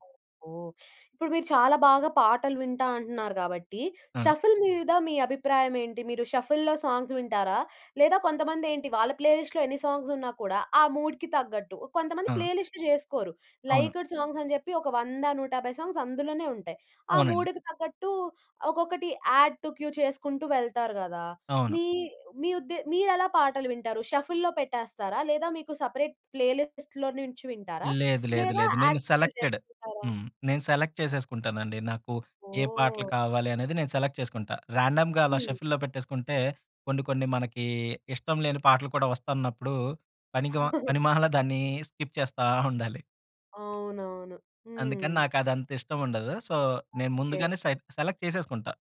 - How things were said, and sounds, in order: in English: "షఫుల్"; in English: "షఫుల్‌లో సాంగ్స్"; in English: "ప్లేలిస్ట్‌లో"; in English: "సాంగ్స్"; in English: "మూడ్‌కి"; in English: "లైక్డ్ సాంగ్స్"; in English: "సాంగ్స్"; in English: "మూడ్‌కి"; in English: "యాడ్ టు క్యూ"; in English: "షఫుల్‌లో"; in English: "సెపరేట్ ప్లేలిస్ట్‌లో"; in English: "యాడ్ టు క్యూ"; in English: "సెలెక్టెడ్"; in English: "సెలెక్ట్"; in English: "సెలెక్ట్"; in English: "రాండమ్‌గా"; in English: "షఫుల్‌లో"; other background noise; chuckle; in English: "స్కిప్"; giggle; in English: "సో"; in English: "సెట్ సెలెక్ట్"
- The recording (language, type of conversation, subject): Telugu, podcast, రోడ్ ట్రిప్ కోసం పాటల జాబితాను ఎలా సిద్ధం చేస్తారు?